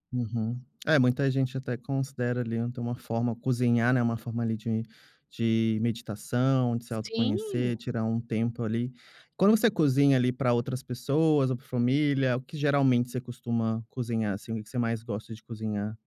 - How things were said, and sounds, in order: none
- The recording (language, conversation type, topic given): Portuguese, podcast, Como a cozinha da sua avó influenciou o seu jeito de cozinhar?